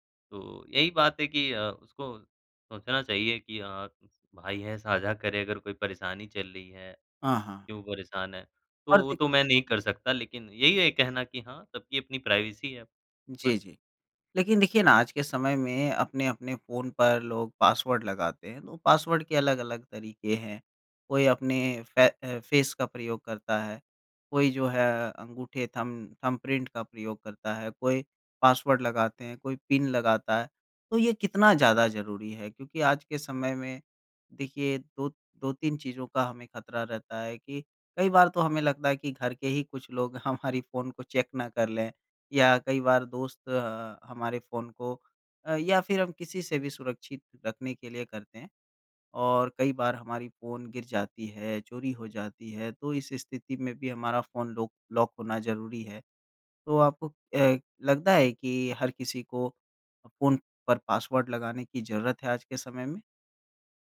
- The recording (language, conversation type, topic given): Hindi, podcast, किसके फोन में झांकना कब गलत माना जाता है?
- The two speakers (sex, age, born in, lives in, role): male, 20-24, India, India, guest; male, 25-29, India, India, host
- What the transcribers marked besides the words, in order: in English: "प्राइवेसी"; in English: "फ़ेस"; in English: "थंब थंबप्रिंट"; laughing while speaking: "हमारी"; in English: "चेक"; in English: "लॉक लॉक"